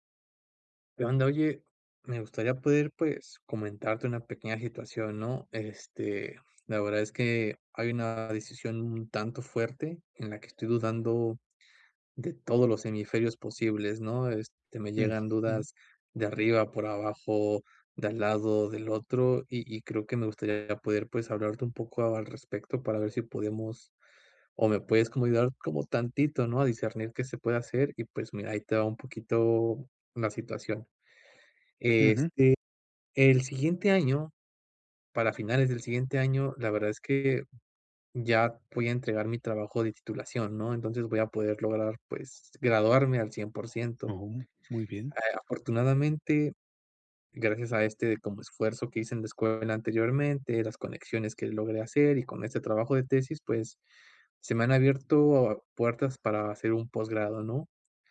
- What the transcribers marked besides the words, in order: none
- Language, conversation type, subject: Spanish, advice, ¿Cómo decido si pedir consejo o confiar en mí para tomar una decisión importante?
- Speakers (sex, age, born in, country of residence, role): male, 30-34, Mexico, Mexico, user; male, 60-64, Mexico, Mexico, advisor